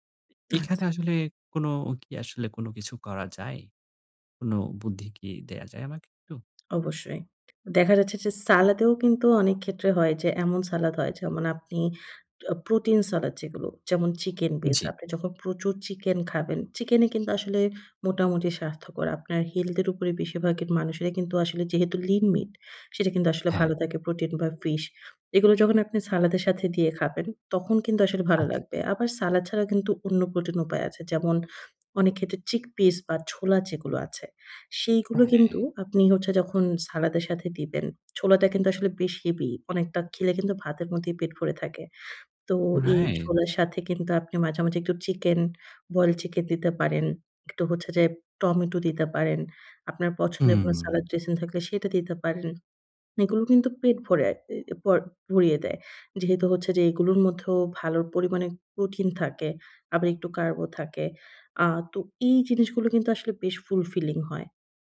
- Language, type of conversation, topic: Bengali, advice, অস্বাস্থ্যকর খাবার ছেড়ে কীভাবে স্বাস্থ্যকর খাওয়ার অভ্যাস গড়ে তুলতে পারি?
- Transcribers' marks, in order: tapping; in English: "lean meat"; in English: "fulfilling"